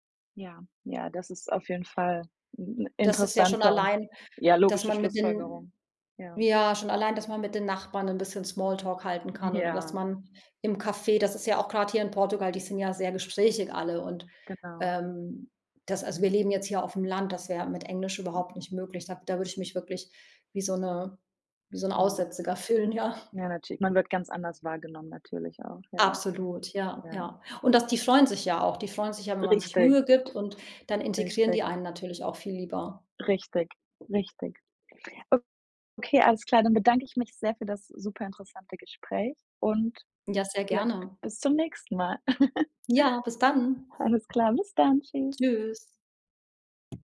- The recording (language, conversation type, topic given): German, podcast, Was bedeutet Heimat für dich, ganz ehrlich?
- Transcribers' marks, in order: tapping; other background noise; laughing while speaking: "fühlen, ja"; chuckle; laughing while speaking: "Alles"